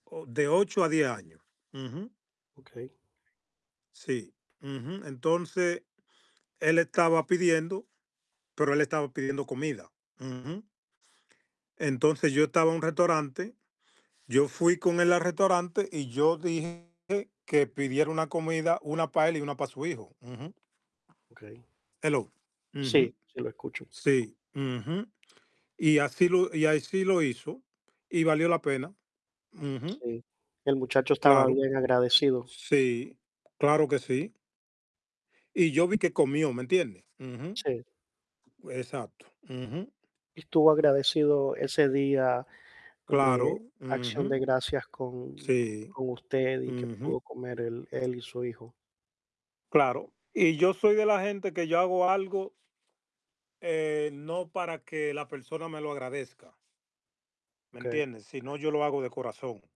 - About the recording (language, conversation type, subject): Spanish, unstructured, ¿Puede un solo acto de bondad tener un impacto duradero en tu legado?
- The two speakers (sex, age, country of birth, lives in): male, 45-49, United States, United States; male, 55-59, United States, United States
- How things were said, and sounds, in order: distorted speech; other background noise; tapping; static